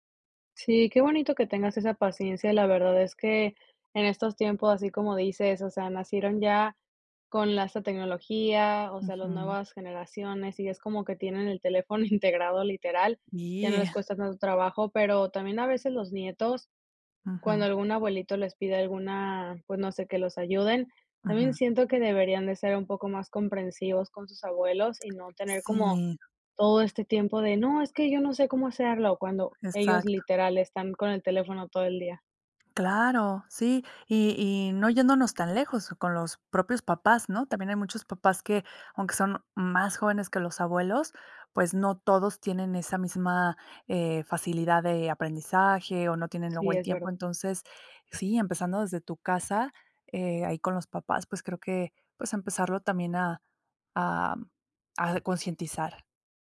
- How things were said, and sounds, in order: laughing while speaking: "integrado"; unintelligible speech; tapping; other background noise
- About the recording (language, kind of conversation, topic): Spanish, podcast, ¿Cómo enseñar a los mayores a usar tecnología básica?